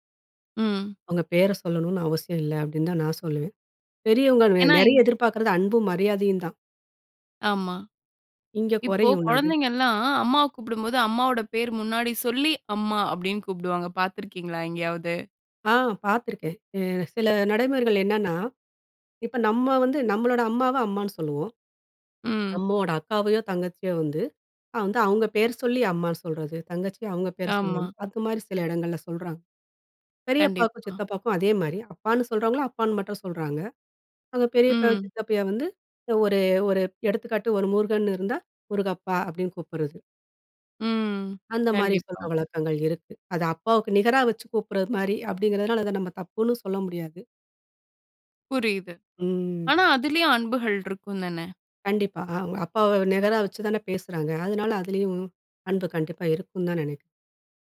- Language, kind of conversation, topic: Tamil, podcast, அன்பை வெளிப்படுத்தும்போது சொற்களையா, செய்கைகளையா—எதையே நீங்கள் அதிகம் நம்புவீர்கள்?
- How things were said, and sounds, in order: other background noise; "சித்தப்பாவ" said as "சித்தப்பாய"; drawn out: "ம்"; drawn out: "ம்"; other noise